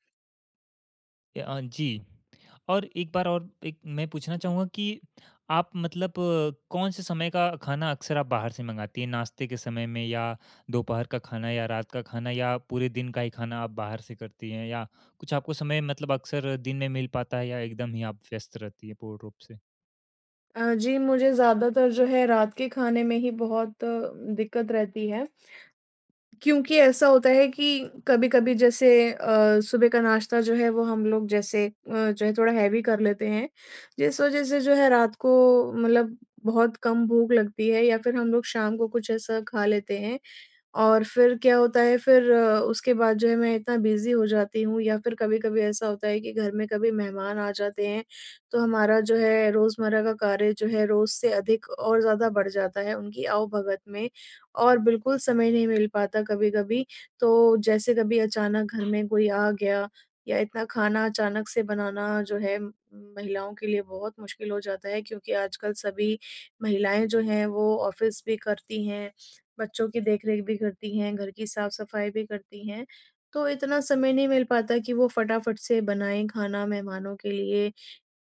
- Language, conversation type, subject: Hindi, advice, काम की व्यस्तता के कारण आप अस्वस्थ भोजन क्यों कर लेते हैं?
- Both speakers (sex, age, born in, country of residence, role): female, 30-34, India, India, user; male, 18-19, India, India, advisor
- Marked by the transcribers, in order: in English: "हैवी"; in English: "बिज़ी"; in English: "ऑफिस"